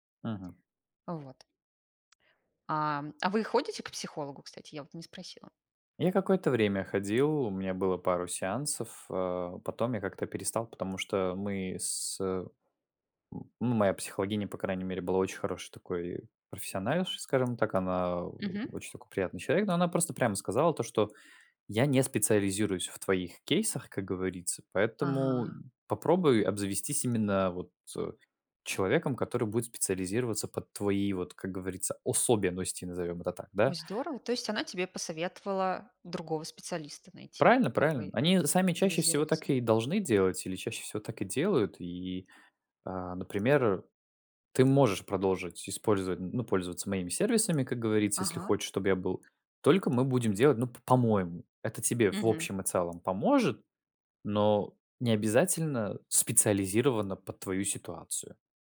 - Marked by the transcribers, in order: tapping; other background noise; grunt; put-on voice: "особенности, -"
- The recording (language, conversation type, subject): Russian, unstructured, Почему многие люди боятся обращаться к психологам?